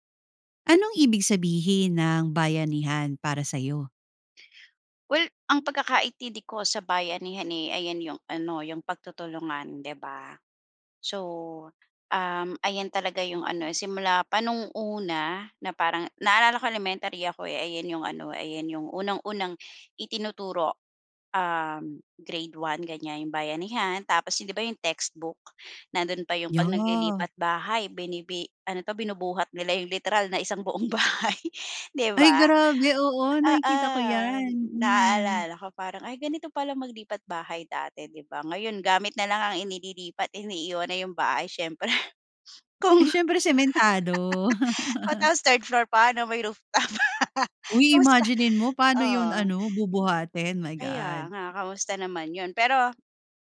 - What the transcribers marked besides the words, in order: laughing while speaking: "bahay"; chuckle; chuckle
- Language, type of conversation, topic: Filipino, podcast, Ano ang ibig sabihin ng bayanihan para sa iyo, at bakit?